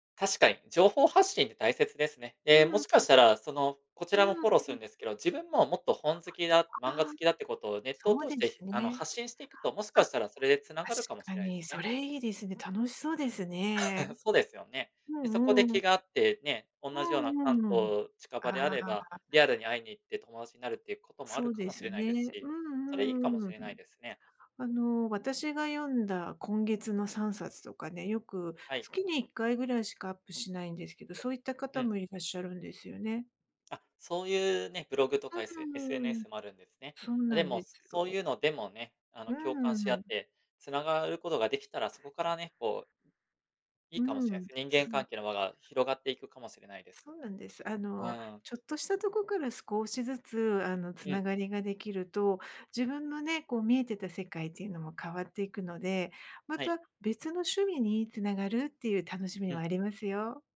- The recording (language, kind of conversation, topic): Japanese, advice, 新しい街で友達ができず孤立している状況を説明してください
- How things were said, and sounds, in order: laugh; other noise